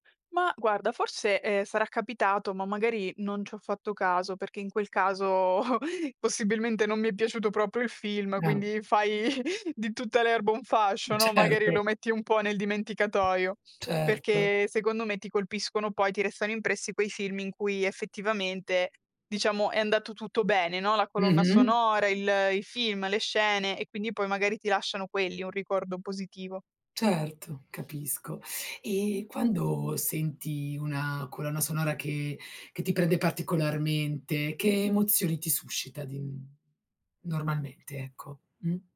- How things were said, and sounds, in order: chuckle; unintelligible speech; chuckle; tapping; other background noise
- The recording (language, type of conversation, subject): Italian, podcast, Che ruolo ha la colonna sonora nei tuoi film preferiti?